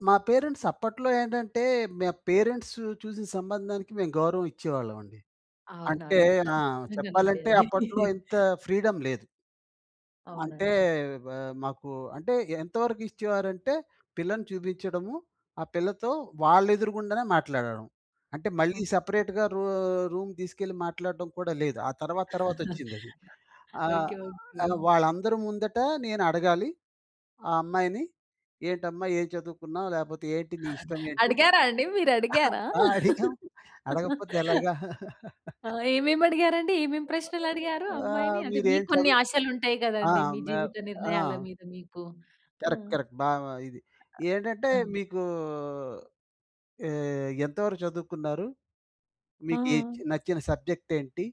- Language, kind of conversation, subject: Telugu, podcast, పెళ్లి విషయంలో మీ కుటుంబం మీ నుంచి ఏవేవి ఆశిస్తుంది?
- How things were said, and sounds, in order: in English: "పేరెంట్స్"; in English: "పేరెంట్స్"; unintelligible speech; in English: "ఫ్రీడమ్"; in English: "సెపరేట్‌గా రూ రూమ్"; giggle; laugh; chuckle; in English: "కరెక్ట్. కరెక్ట్"; drawn out: "మీకూ"; in English: "సబ్జెక్ట్"